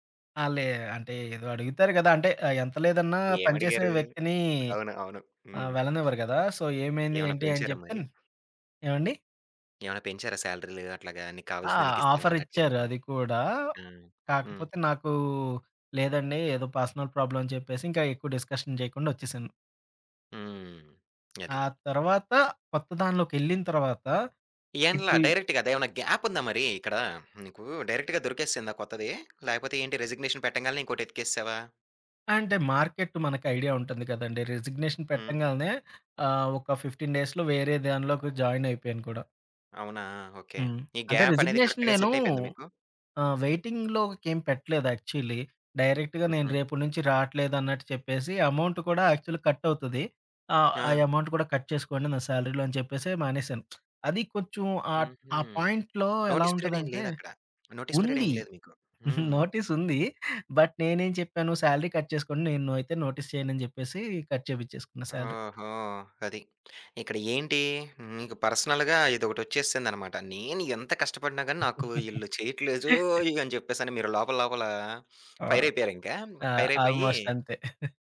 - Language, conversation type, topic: Telugu, podcast, ఒక ఉద్యోగం నుంచి తప్పుకోవడం నీకు విజయానికి తొలి అడుగేనని అనిపిస్తుందా?
- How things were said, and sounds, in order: tapping; in English: "సో"; other background noise; in English: "పర్సనల్"; in English: "డిస్‌కషన్"; in English: "డైరెక్ట్‌గా"; in English: "డైరెక్ట్‌గా"; in English: "రిసిగ్నేషన్"; in English: "రిజిగ్నేషన్"; in English: "ఫిఫ్టీన్ డేస్‌లో"; in English: "కరెక్ట్‌గా సెట్"; in English: "రిజిగ్నేషన్"; in English: "వెయిటింగ్"; in English: "యాక్చువల్లీ. డైరెక్ట్‌గా"; in English: "అమౌంట్"; in English: "యాక్చువల్లీ కట్"; in English: "అమౌంట్"; in English: "కట్"; in English: "సాలరీ‌లో"; lip smack; in English: "నోటీస్ పీరియడ్"; in English: "పాయింట్‌లో"; in English: "నోటీస్ పీరియడ్"; in English: "బట్"; in English: "సాలరీ కట్"; in English: "నోటీస్"; in English: "కట్"; in English: "సాలరీ"; in English: "పర్సనల్‌గా"; giggle; in English: "ఆల్మోస్ట్"; chuckle